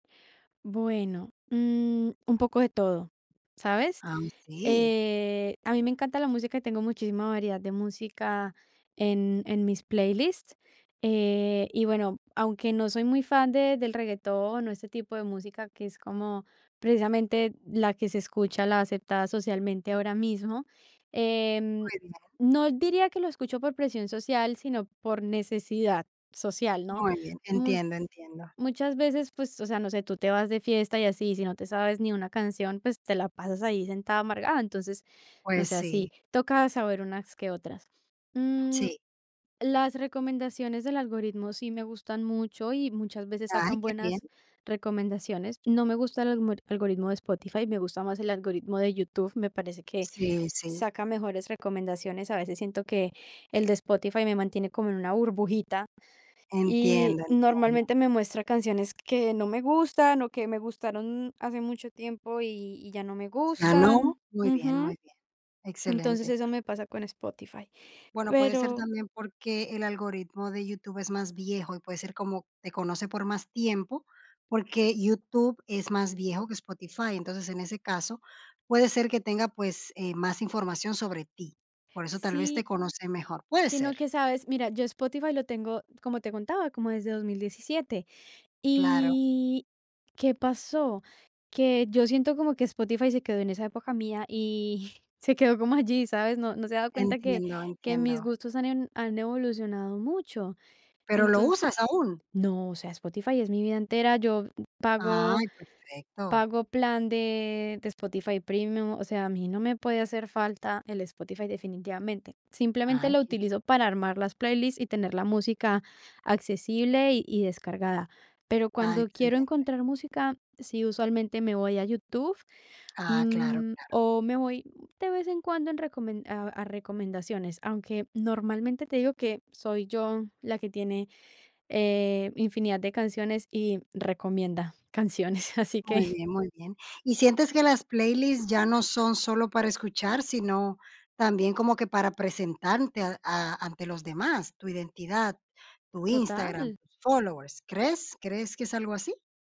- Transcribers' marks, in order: other background noise; tapping; drawn out: "Y"; chuckle; laughing while speaking: "canciones"
- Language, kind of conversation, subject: Spanish, podcast, ¿Cómo han cambiado tus listas de reproducción con la llegada del streaming?